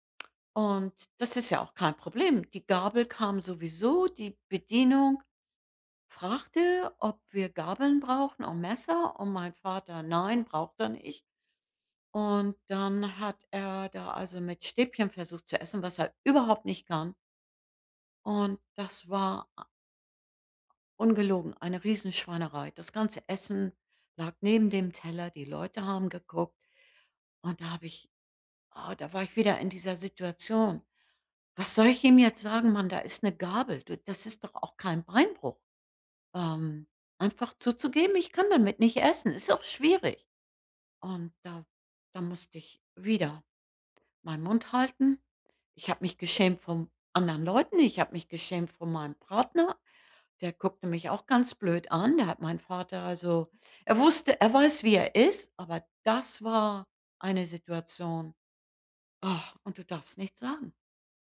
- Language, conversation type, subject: German, advice, Welche schnellen Beruhigungsstrategien helfen bei emotionaler Überflutung?
- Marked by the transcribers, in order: sigh